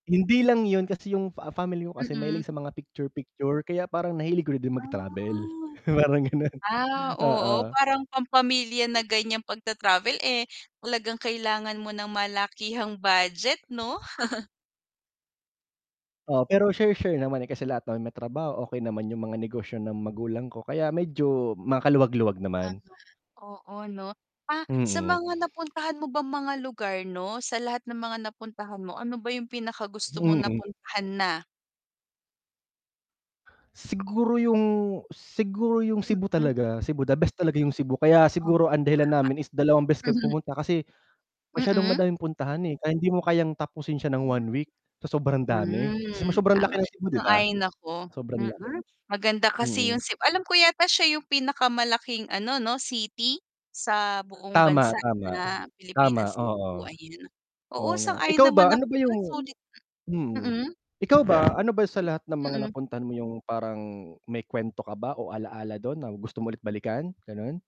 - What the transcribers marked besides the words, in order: other background noise; drawn out: "Ah"; chuckle; tapping; distorted speech; mechanical hum; chuckle; static
- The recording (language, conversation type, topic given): Filipino, unstructured, Ano ang unang lugar na gusto mong bisitahin sa Pilipinas?
- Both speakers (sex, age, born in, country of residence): female, 25-29, Philippines, Philippines; male, 30-34, Philippines, Philippines